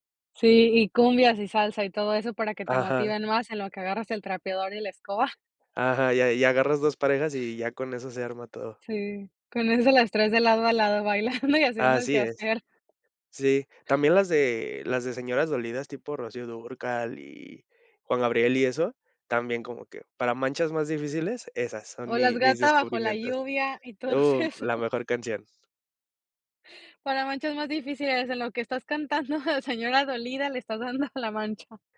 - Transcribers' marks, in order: tapping; chuckle; other background noise; laughing while speaking: "Con eso las traes de … haciendo el quehacer"; laughing while speaking: "todos esos"; laughing while speaking: "cantando, de señora dolida, le estás dando a la mancha"
- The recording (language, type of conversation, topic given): Spanish, podcast, ¿Cómo descubres música nueva hoy en día?